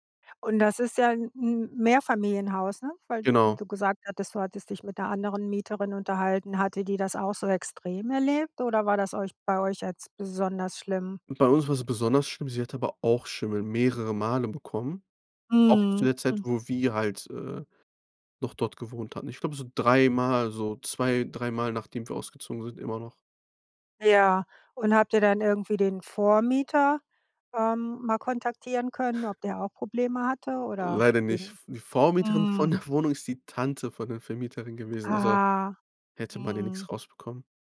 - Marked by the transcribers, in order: laughing while speaking: "von"; drawn out: "Ah"
- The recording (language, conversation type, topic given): German, podcast, Wann hat ein Umzug dein Leben unerwartet verändert?